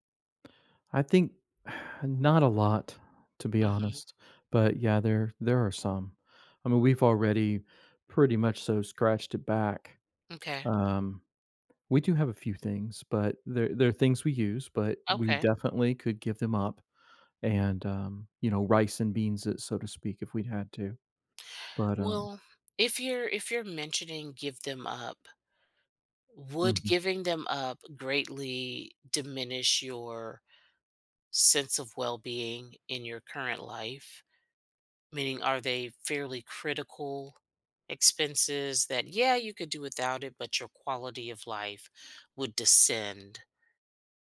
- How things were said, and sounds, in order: exhale
- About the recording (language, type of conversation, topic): English, advice, How can I reduce anxiety about my financial future and start saving?
- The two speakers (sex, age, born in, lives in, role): female, 55-59, United States, United States, advisor; male, 55-59, United States, United States, user